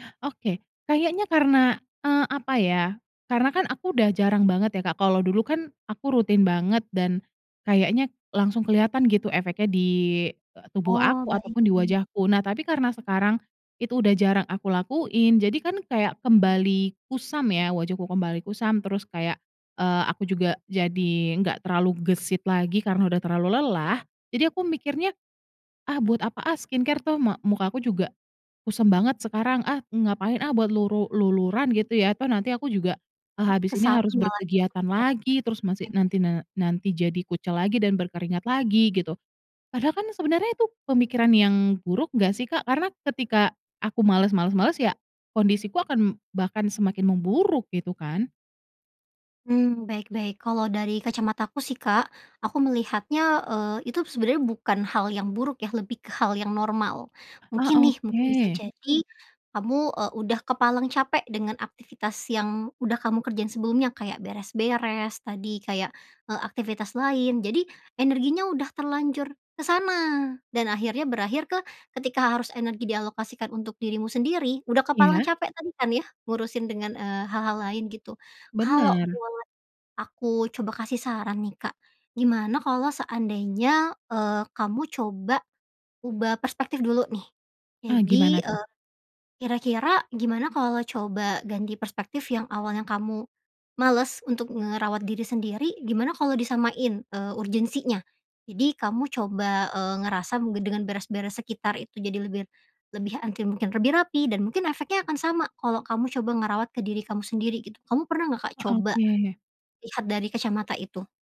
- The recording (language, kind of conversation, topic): Indonesian, advice, Bagaimana cara mengatasi rasa lelah dan hilang motivasi untuk merawat diri?
- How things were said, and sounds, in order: tapping; in English: "skincare?"; in English: "urgency-nya"